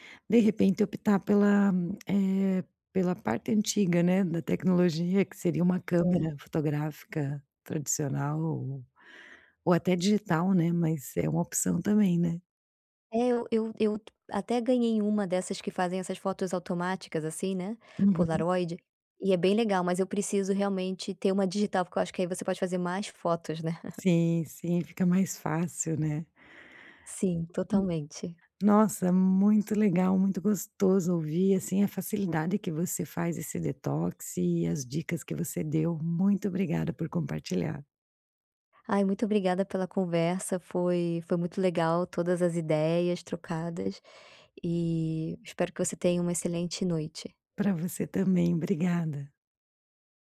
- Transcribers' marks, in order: tapping; chuckle; other background noise
- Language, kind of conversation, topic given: Portuguese, podcast, Como você faz detox digital quando precisa descansar?